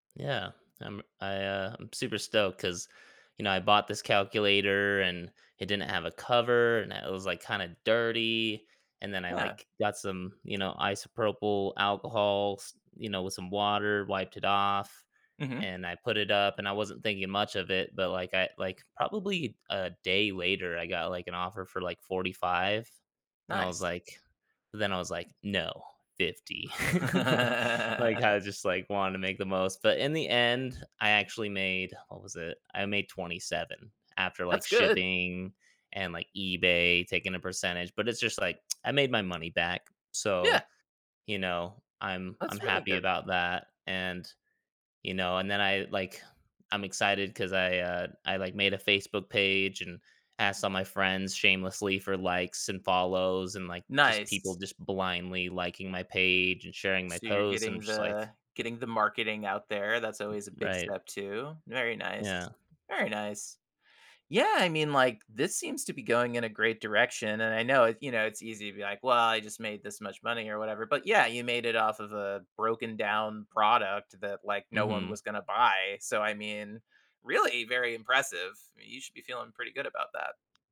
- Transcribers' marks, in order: laugh; tsk; tapping
- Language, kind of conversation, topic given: English, advice, How can I make a good impression at my new job?